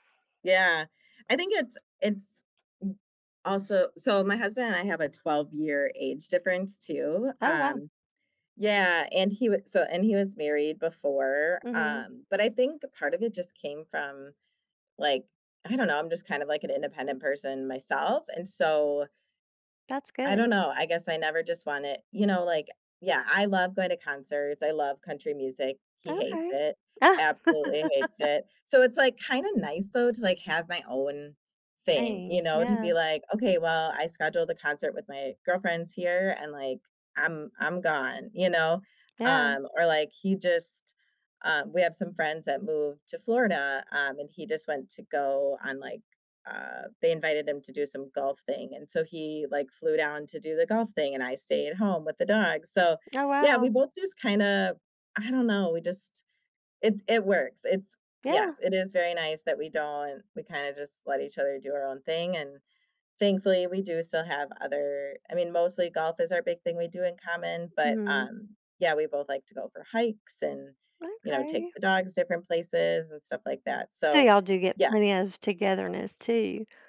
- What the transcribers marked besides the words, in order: other background noise; other noise; laugh
- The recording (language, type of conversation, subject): English, unstructured, How do you balance personal space and togetherness?
- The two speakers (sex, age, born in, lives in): female, 35-39, United States, United States; female, 50-54, United States, United States